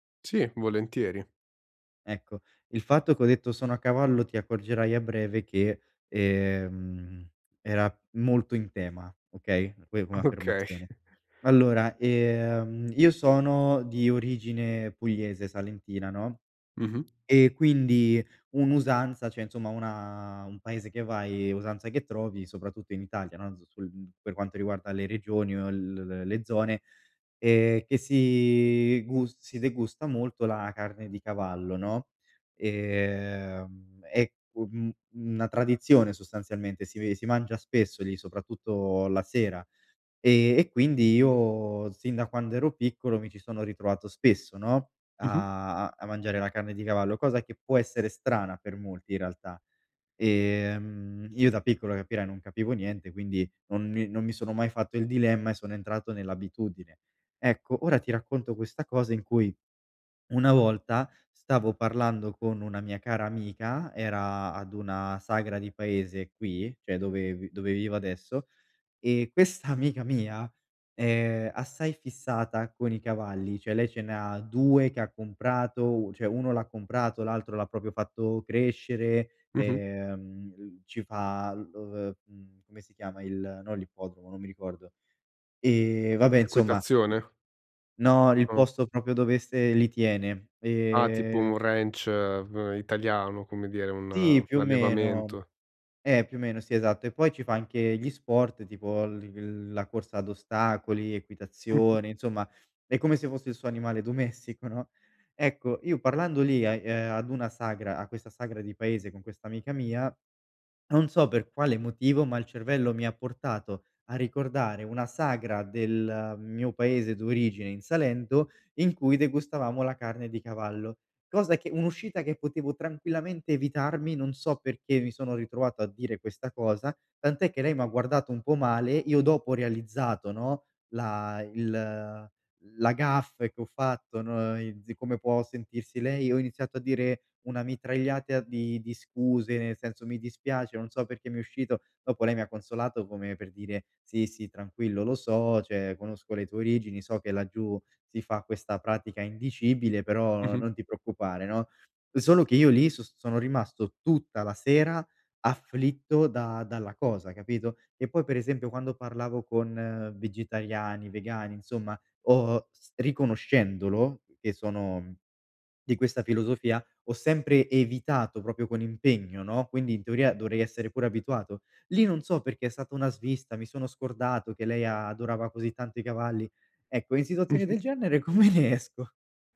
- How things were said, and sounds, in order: laughing while speaking: "Okay"; tapping; "cioè" said as "ceh"; laughing while speaking: "amica"; "proprio" said as "propio"; other background noise; "proprio" said as "propio"; laughing while speaking: "domestico, no?"; "mitragliata" said as "mitragliatea"; "cioè" said as "ceh"; "proprio" said as "propio"; laughing while speaking: "come ne esco?"
- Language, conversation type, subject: Italian, advice, Come posso accettare i miei errori nelle conversazioni con gli altri?